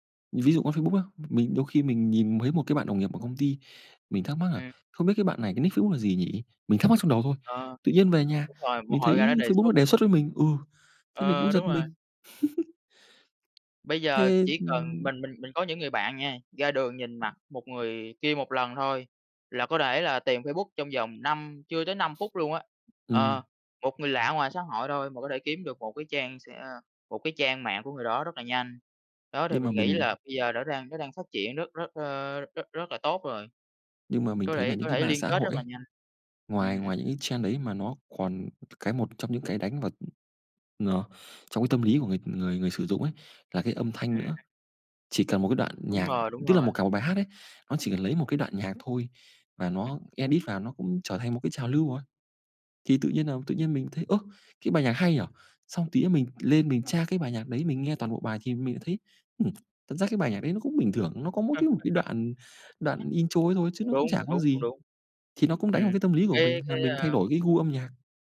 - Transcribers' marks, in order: laugh; tapping; in English: "edit"; other background noise; unintelligible speech; in English: "intro"
- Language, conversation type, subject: Vietnamese, unstructured, Bạn nghĩ mạng xã hội ảnh hưởng như thế nào đến văn hóa giải trí?